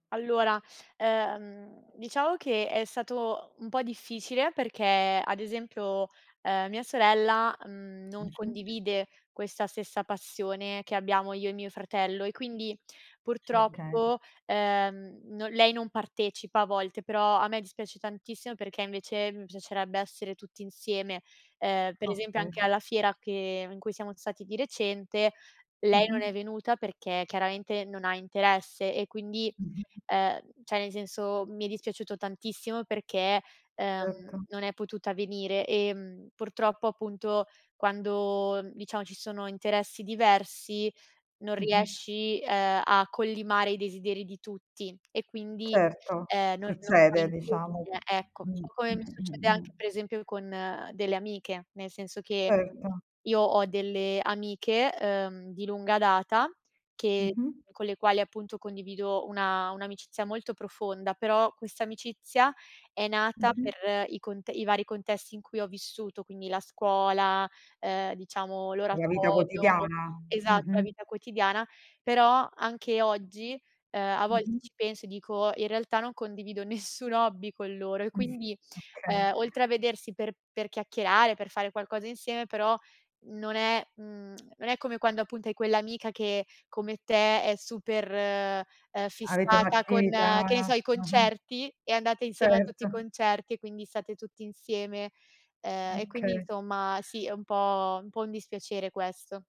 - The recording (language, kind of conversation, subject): Italian, podcast, Che importanza ha condividere un hobby con amici o familiari?
- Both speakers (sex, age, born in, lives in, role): female, 25-29, Italy, Italy, guest; female, 45-49, Italy, Italy, host
- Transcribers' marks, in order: other background noise; "cioè" said as "ceh"; tapping; laughing while speaking: "nessun"